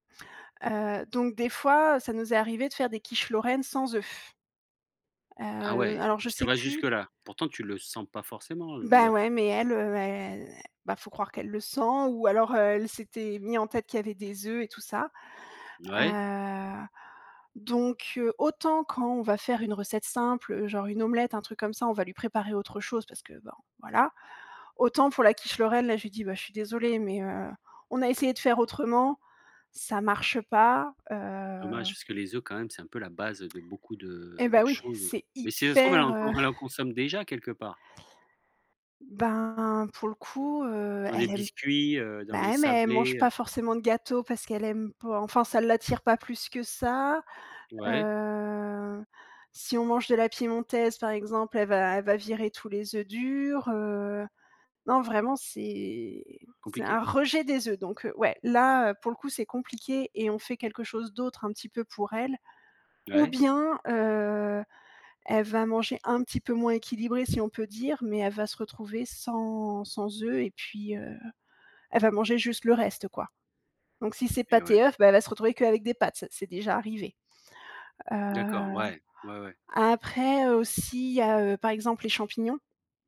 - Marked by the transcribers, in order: chuckle; drawn out: "Heu"; tapping
- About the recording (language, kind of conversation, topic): French, podcast, Peux-tu partager une astuce pour gagner du temps en cuisine ?